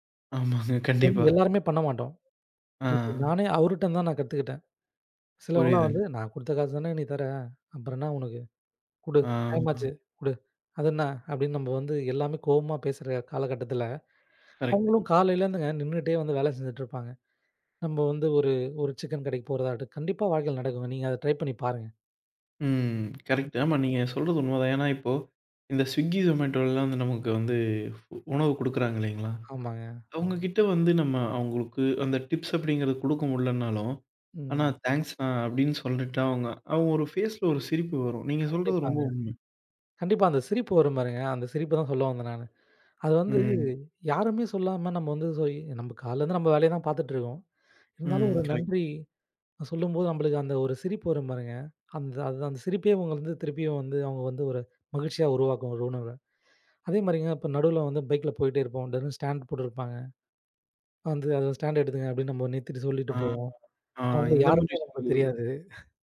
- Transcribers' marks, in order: laughing while speaking: "ஆமாங்க, கண்டிப்பா"; other noise; in English: "டிப்ஸ்"; in English: "தேங்ஸ்ண்ணா"; in English: "ஃபேஸ்ல"; drawn out: "வந்து"; "சேரி" said as "சோரி"; in English: "பைக்ல"; in English: "ஸ்டாண்டு"; in English: "ஸ்டாண்டு"; background speech; chuckle
- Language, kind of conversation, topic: Tamil, podcast, நாள்தோறும் நன்றியுணர்வு பழக்கத்தை நீங்கள் எப்படி உருவாக்கினீர்கள்?